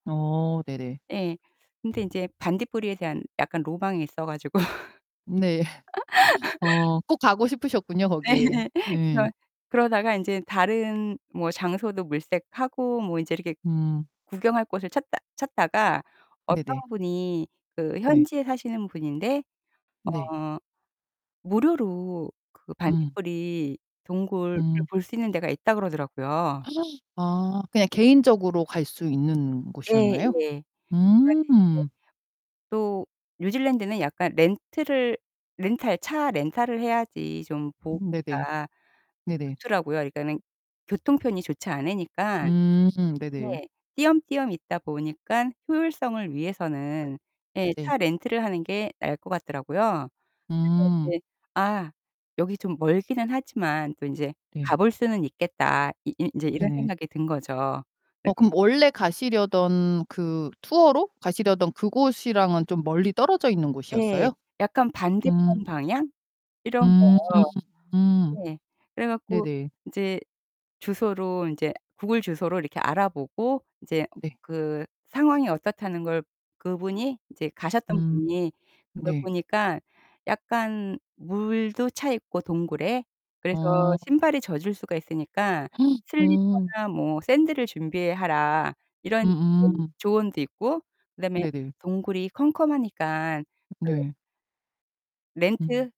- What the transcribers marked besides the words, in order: other background noise; laugh; laughing while speaking: "가지고"; laugh; laughing while speaking: "네 예"; distorted speech; gasp; tapping; unintelligible speech; background speech; gasp
- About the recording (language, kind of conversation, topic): Korean, podcast, 여행 중에 우연히 발견한 숨은 장소에 대해 이야기해 주실 수 있나요?
- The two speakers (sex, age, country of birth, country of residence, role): female, 45-49, South Korea, United States, host; female, 55-59, South Korea, United States, guest